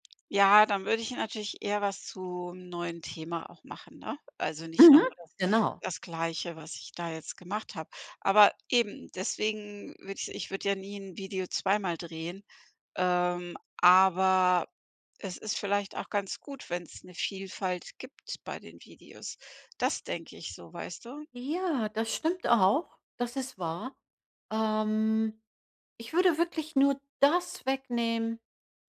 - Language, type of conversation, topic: German, advice, Bin ich unsicher, ob ich altes Material überarbeiten oder löschen sollte?
- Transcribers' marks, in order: none